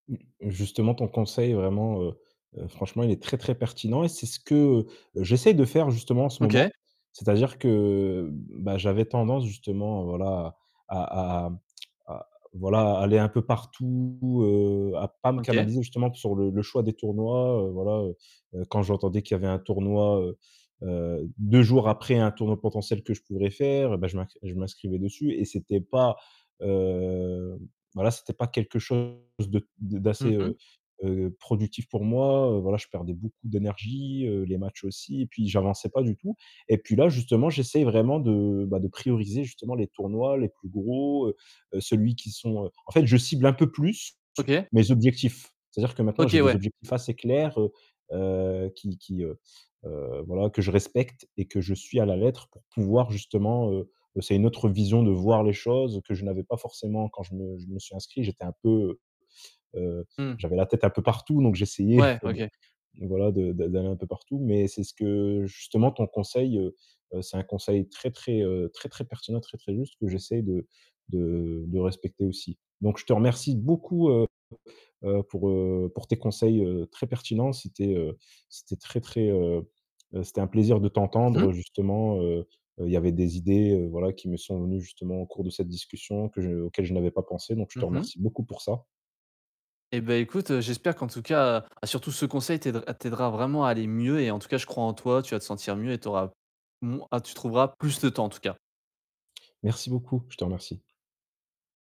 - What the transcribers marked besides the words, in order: other noise; tsk; distorted speech; drawn out: "heu"; laughing while speaking: "j'essayais"; stressed: "beaucoup"
- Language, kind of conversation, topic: French, advice, Comment puis-je trouver du temps pour mes loisirs et mes passions personnelles ?